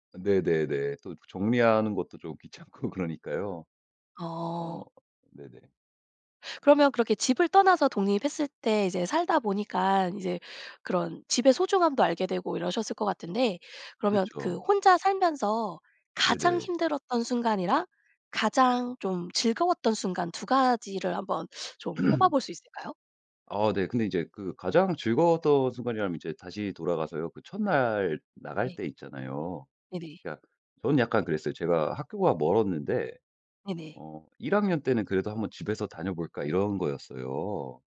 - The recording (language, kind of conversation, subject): Korean, podcast, 집을 떠나 독립했을 때 기분은 어땠어?
- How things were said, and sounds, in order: laughing while speaking: "귀찮고"; throat clearing